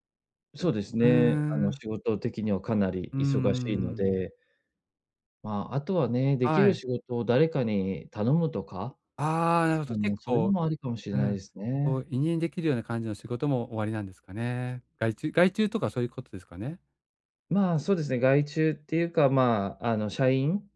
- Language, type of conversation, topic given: Japanese, advice, どうして趣味に時間を作れないと感じるのですか？
- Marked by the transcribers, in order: other noise